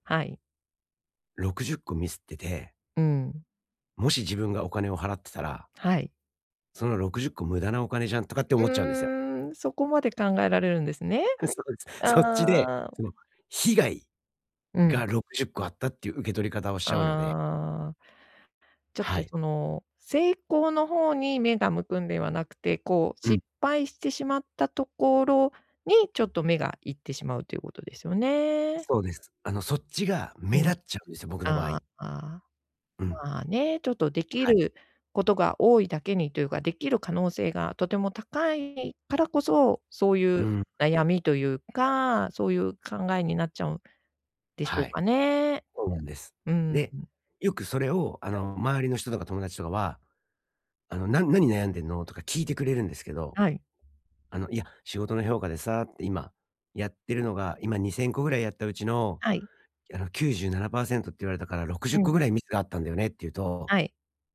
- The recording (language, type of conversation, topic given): Japanese, advice, 自分の能力に自信が持てない
- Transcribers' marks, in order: chuckle; laughing while speaking: "そうです"; stressed: "被害"; unintelligible speech